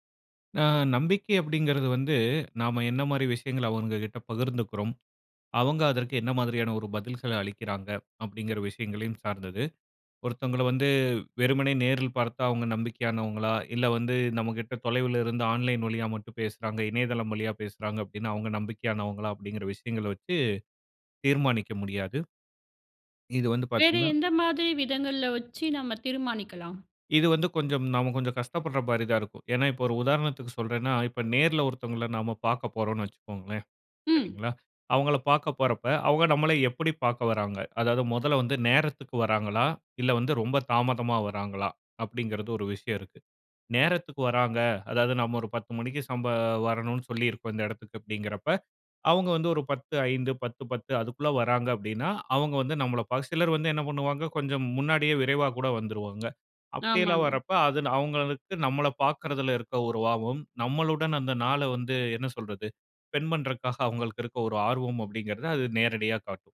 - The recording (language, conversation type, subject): Tamil, podcast, நேரில் ஒருவரை சந்திக்கும் போது உருவாகும் நம்பிக்கை ஆன்லைனில் எப்படி மாறுகிறது?
- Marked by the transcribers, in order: "ஆர்வம்" said as "வாவம்"; "ஸ்பெண்ட்" said as "ஸ்பெண்"